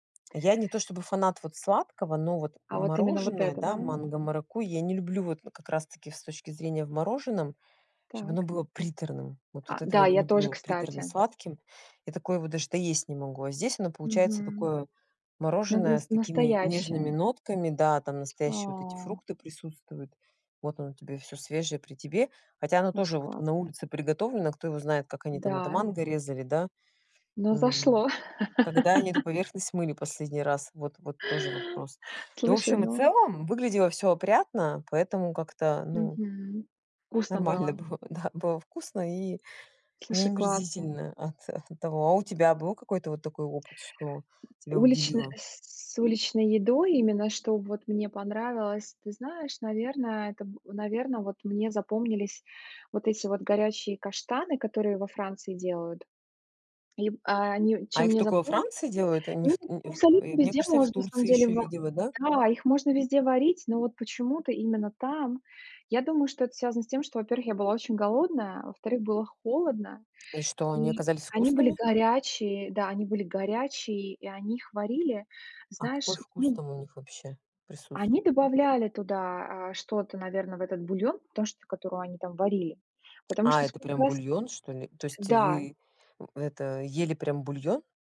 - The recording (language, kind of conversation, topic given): Russian, unstructured, Что вас больше всего отталкивает в уличной еде?
- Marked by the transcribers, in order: tapping; laugh; laughing while speaking: "нормально было да"